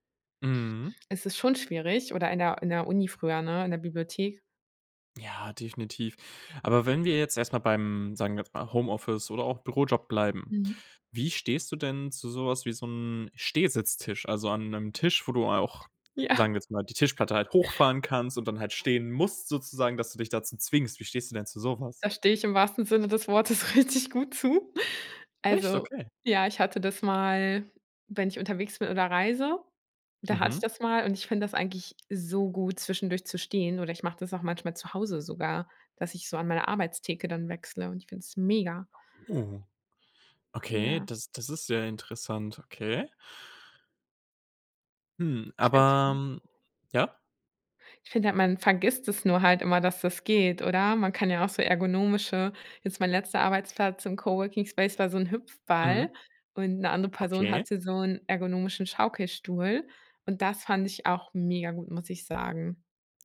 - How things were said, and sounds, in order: tapping; laughing while speaking: "richtig gut zu"; other background noise; surprised: "Echt?"
- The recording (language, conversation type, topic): German, podcast, Wie integrierst du Bewegung in einen sitzenden Alltag?